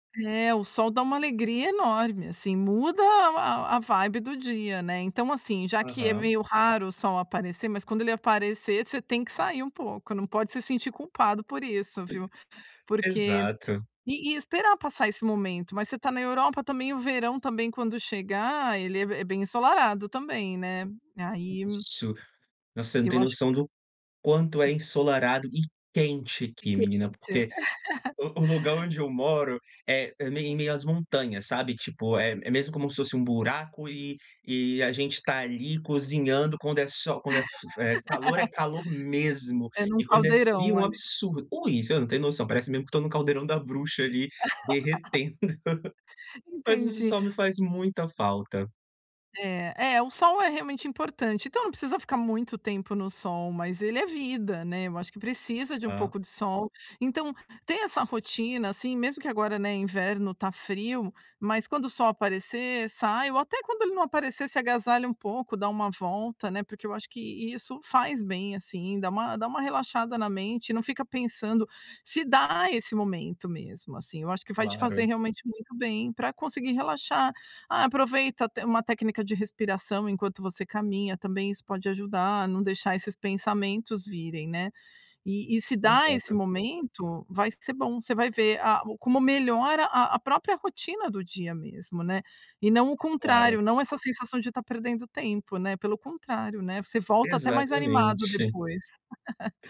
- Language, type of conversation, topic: Portuguese, advice, Por que não consigo relaxar no meu tempo livre, mesmo quando tento?
- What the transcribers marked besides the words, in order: tapping; laugh; laugh; laugh; laughing while speaking: "derretendo"; laugh